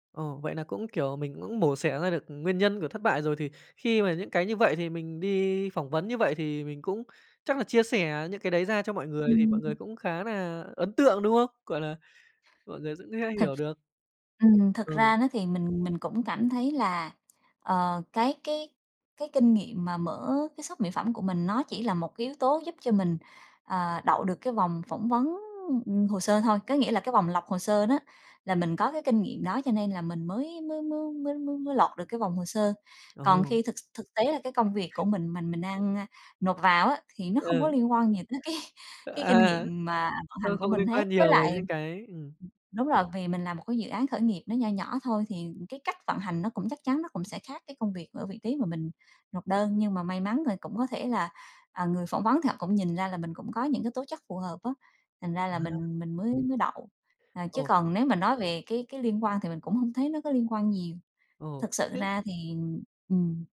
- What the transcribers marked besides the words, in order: other background noise; tapping; laughing while speaking: "cái"
- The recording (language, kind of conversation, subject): Vietnamese, podcast, Bạn có câu chuyện nào về một thất bại đã mở ra cơ hội mới không?